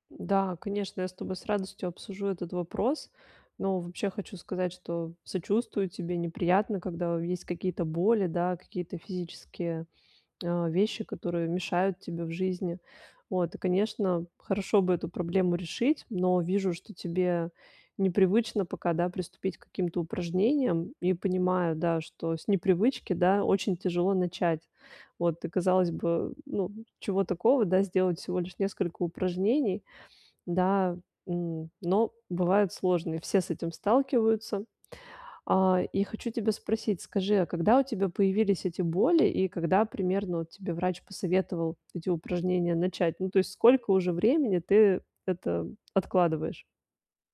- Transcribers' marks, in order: none
- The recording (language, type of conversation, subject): Russian, advice, Как выработать долгосрочную привычку регулярно заниматься физическими упражнениями?